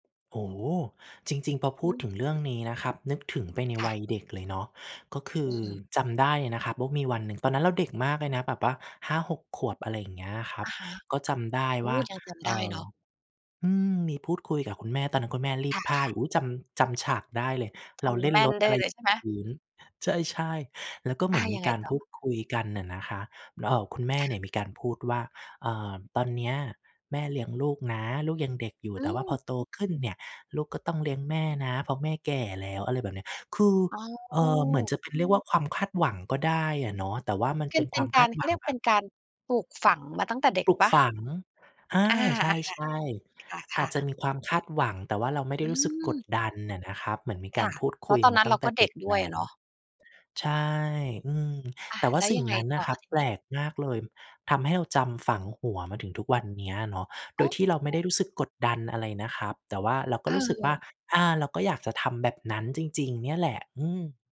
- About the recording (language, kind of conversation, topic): Thai, podcast, ครอบครัวคาดหวังให้คุณดูแลผู้สูงอายุอย่างไรบ้าง?
- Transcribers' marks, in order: tapping; other background noise